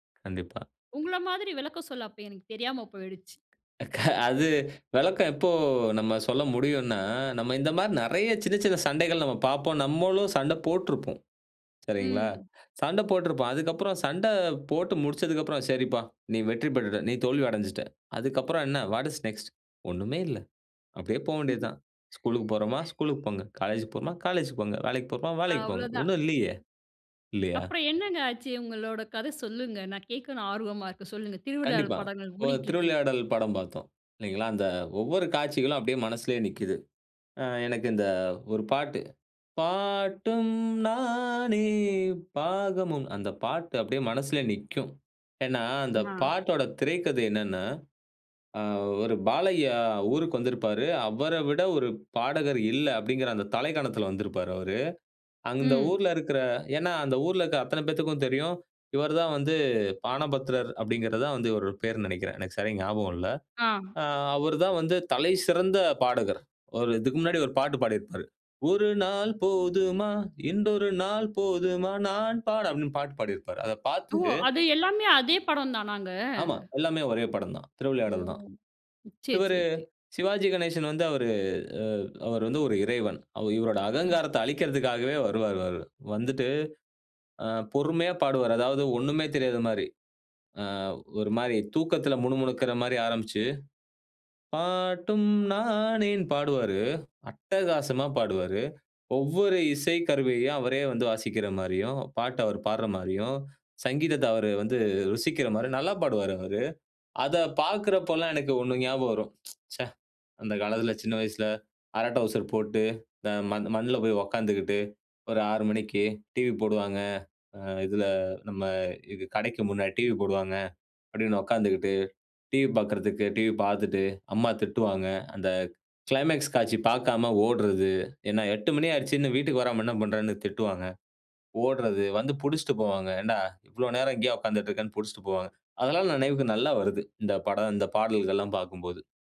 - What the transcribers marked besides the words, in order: other noise; laughing while speaking: "க அது விளக்கம் எப்போ நம்ம சொல்ல முடியுன்னா"; in English: "வாட் இஸ் நெக்ஸ்ட்?"; laugh; breath; anticipating: "அப்புறம் என்னங்க ஆச்சு உங்களோட கதை … அங்க ஓடிக்கிட்டு இருக்கு"; singing: "பாட்டும் நானே பாகமும்"; singing: "ஒரு நாள் போதுமா? இன்றொரு நாள் போதுமா? நான் பாட"; singing: "பாட்டும் நானே"; tsk
- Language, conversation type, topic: Tamil, podcast, ஒரு பாடல் உங்களுடைய நினைவுகளை எப்படித் தூண்டியது?